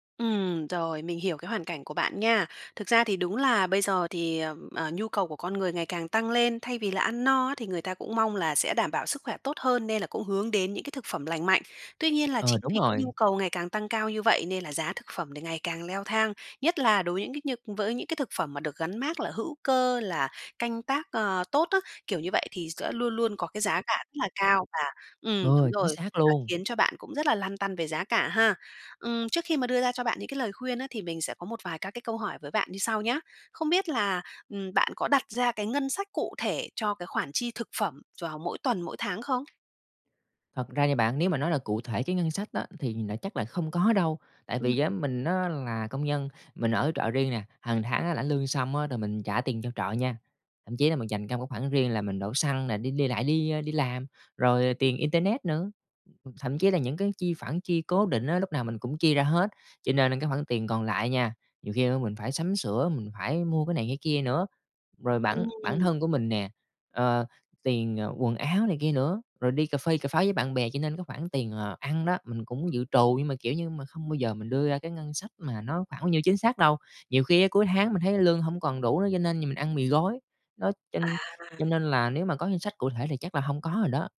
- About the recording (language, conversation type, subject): Vietnamese, advice, Làm sao để mua thực phẩm lành mạnh khi bạn đang gặp hạn chế tài chính?
- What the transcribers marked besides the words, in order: tapping; other background noise; unintelligible speech; unintelligible speech